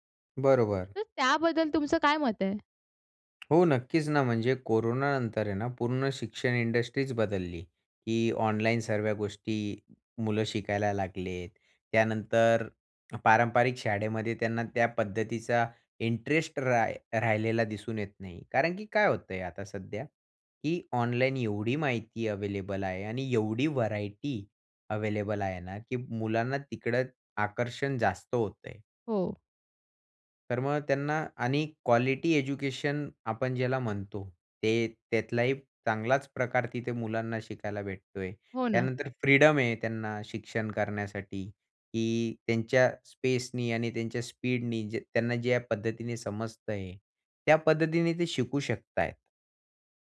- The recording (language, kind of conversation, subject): Marathi, podcast, ऑनलाइन शिक्षणामुळे पारंपरिक शाळांना स्पर्धा कशी द्यावी लागेल?
- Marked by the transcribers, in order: tapping; in English: "व्हरायटी"; in English: "क्वालिटी एज्युकेशन"; in English: "स्पेसनी"